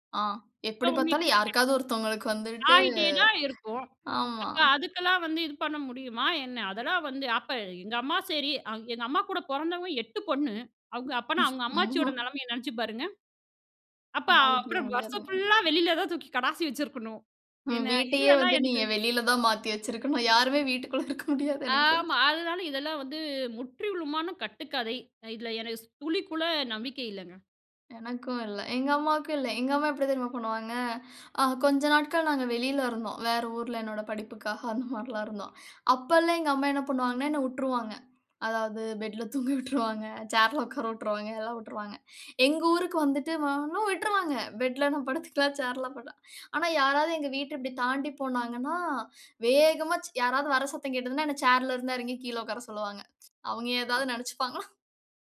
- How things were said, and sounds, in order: unintelligible speech; laughing while speaking: "வீட்டுக்குள்ள இருக்க முடியாது எனக்குத் தெரிஞ்சு"; laughing while speaking: "அதாவது பெட்ல தூங்க உட்ருவாங்க. சேர்ல … படுத்துக்கலா, சேர்ல ப"; unintelligible speech; tsk; tapping
- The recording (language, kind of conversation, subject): Tamil, podcast, மசாலா கலவையை எப்படித் தயாரிக்கலாம்?